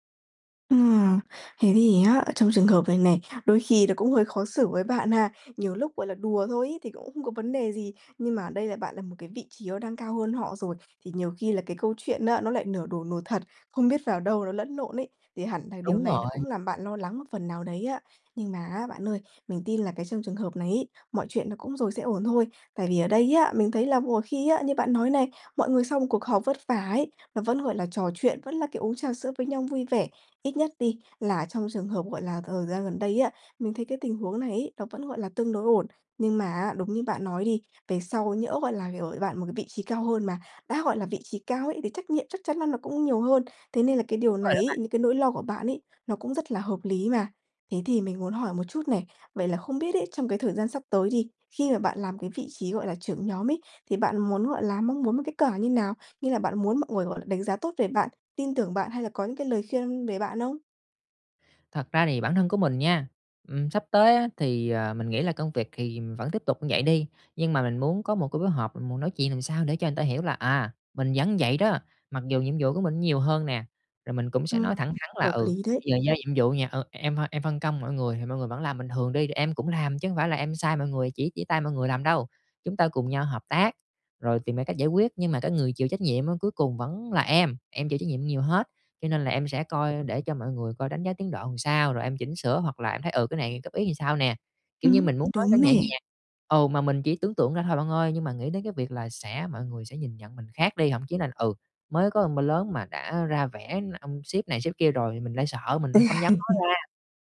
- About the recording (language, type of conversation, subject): Vietnamese, advice, Làm sao để bớt lo lắng về việc người khác đánh giá mình khi vị thế xã hội thay đổi?
- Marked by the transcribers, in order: tapping; "thì" said as "khì"; background speech; other background noise; laugh